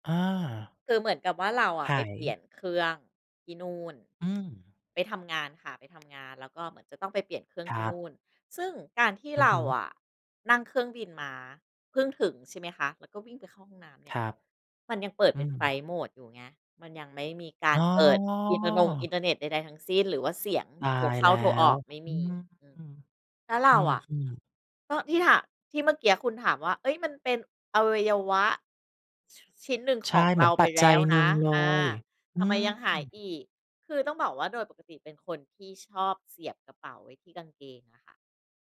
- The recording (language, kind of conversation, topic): Thai, podcast, คุณเคยทำกระเป๋าหายหรือเผลอลืมของสำคัญระหว่างเดินทางไหม?
- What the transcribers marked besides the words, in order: other background noise; drawn out: "อ๋อ"